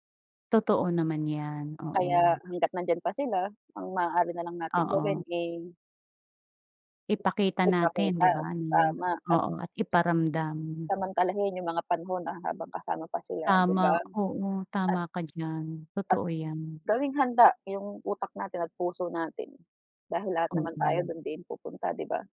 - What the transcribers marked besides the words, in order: none
- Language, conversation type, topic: Filipino, unstructured, Paano mo hinaharap ang pagkawala ng isang mahal sa buhay?